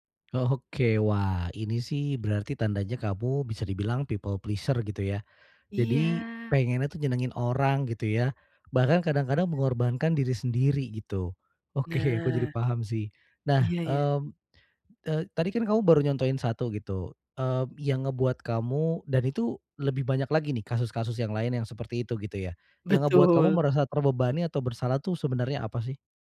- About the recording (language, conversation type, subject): Indonesian, advice, Bagaimana cara menolak permintaan tanpa merasa bersalah atau terbebani secara emosional?
- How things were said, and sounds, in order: in English: "people pleasure"; other background noise; laughing while speaking: "Oke"